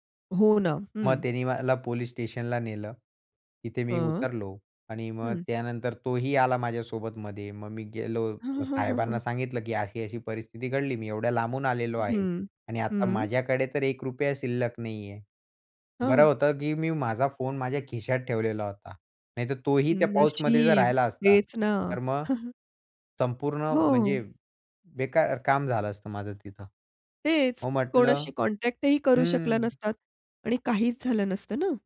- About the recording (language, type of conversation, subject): Marathi, podcast, तुमच्या प्रवासात कधी तुमचं सामान हरवलं आहे का?
- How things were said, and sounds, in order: chuckle; other background noise; in English: "कॉन्टॅक्ट"